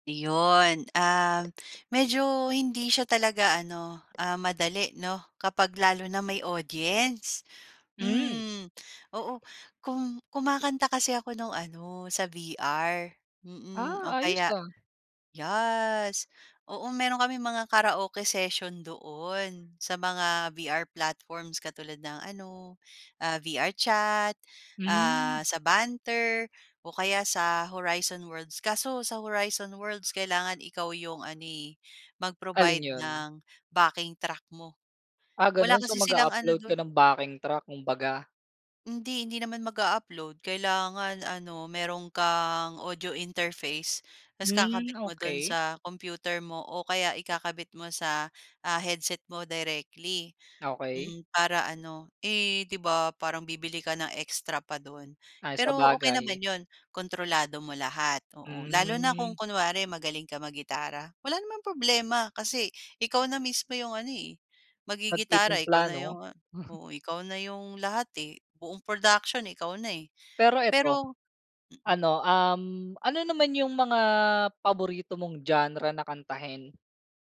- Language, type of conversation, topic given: Filipino, podcast, Paano mo ipinapahayag ang sarili mo sa pamamagitan ng musika?
- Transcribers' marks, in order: chuckle; tapping